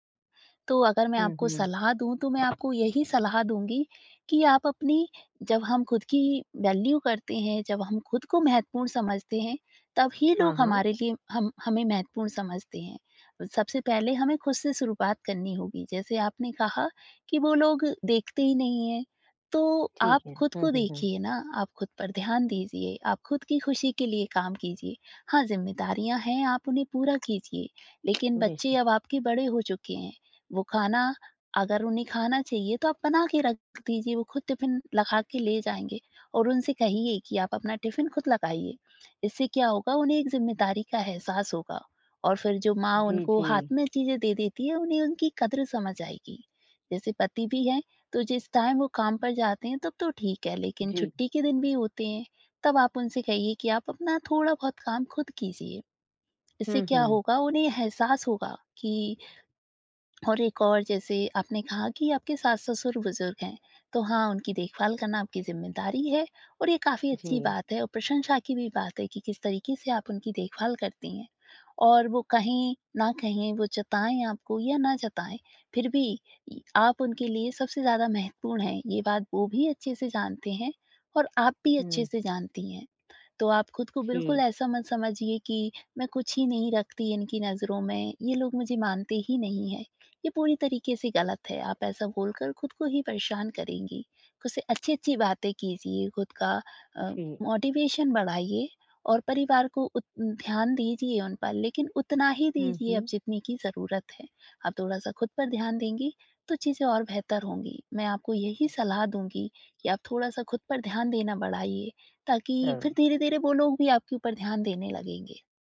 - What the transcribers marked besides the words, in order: in English: "वैल्यू"; in English: "टाइम"; in English: "मोटिवेशन"
- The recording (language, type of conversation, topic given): Hindi, advice, जब प्रगति बहुत धीमी लगे, तो मैं प्रेरित कैसे रहूँ और चोट से कैसे बचूँ?
- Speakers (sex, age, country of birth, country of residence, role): female, 20-24, India, India, advisor; female, 50-54, India, India, user